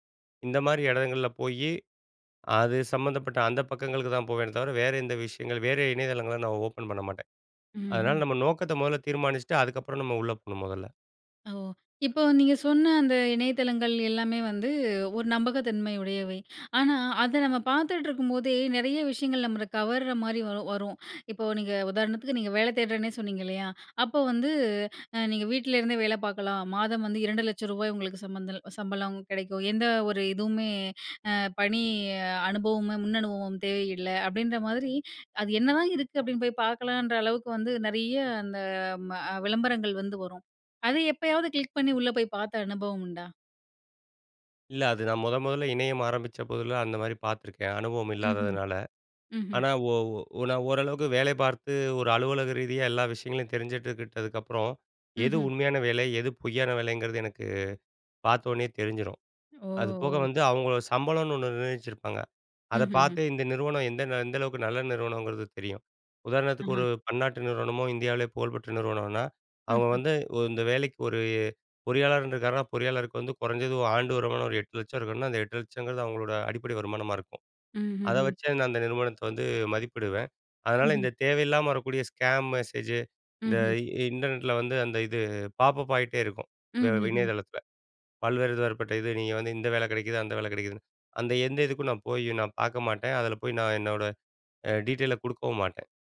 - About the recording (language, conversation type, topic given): Tamil, podcast, வலைவளங்களிலிருந்து நம்பகமான தகவலை நீங்கள் எப்படித் தேர்ந்தெடுக்கிறீர்கள்?
- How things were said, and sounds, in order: tapping; in English: "ஸ்கேம் மெசேஜ்"; in English: "பாப்பப்"; in English: "டீடெயில்"